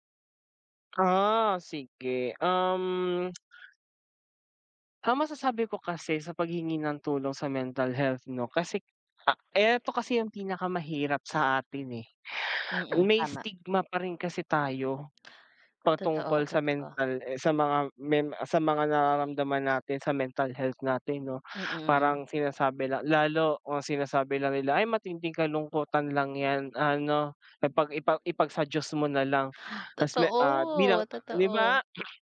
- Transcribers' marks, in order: tsk
- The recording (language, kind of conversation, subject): Filipino, unstructured, Ano ang masasabi mo tungkol sa paghingi ng tulong para sa kalusugang pangkaisipan?